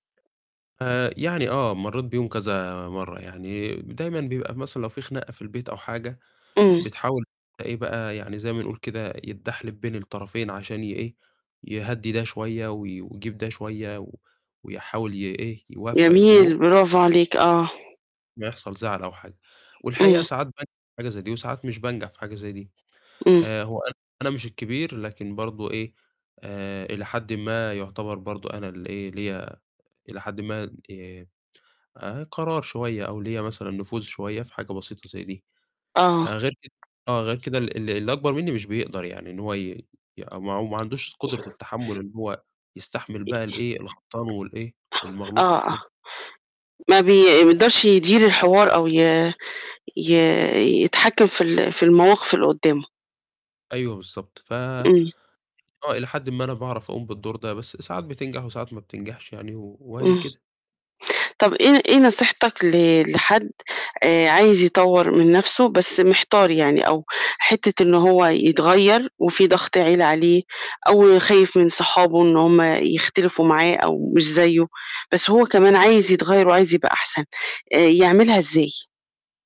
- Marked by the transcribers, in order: distorted speech; tapping; unintelligible speech; other background noise; unintelligible speech; unintelligible speech
- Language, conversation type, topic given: Arabic, podcast, إيه دور الصحبة والعيلة في تطوّرك؟